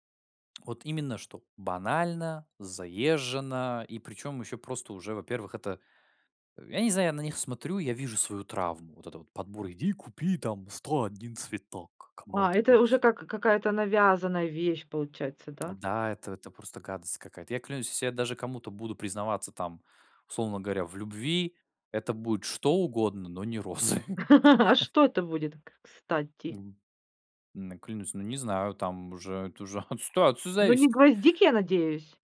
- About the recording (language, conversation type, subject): Russian, podcast, Что ты делаешь, чтобы дома было уютно?
- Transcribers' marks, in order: tapping; put-on voice: "Иди купи там сто один цветок кому-нибудь"; laugh; laughing while speaking: "розы"; chuckle; laughing while speaking: "это уже"; put-on voice: "от ситуации зависит"